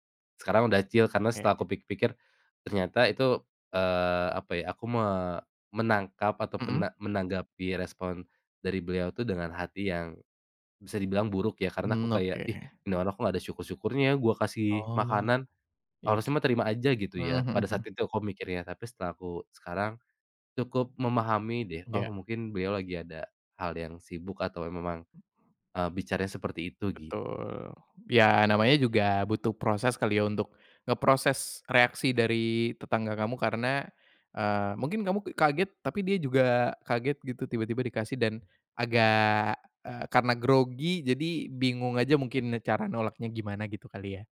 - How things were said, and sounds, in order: in English: "chill"; other background noise
- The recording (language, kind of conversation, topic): Indonesian, podcast, Bisa ceritakan momen ketika makanan menyatukan tetangga atau komunitas Anda?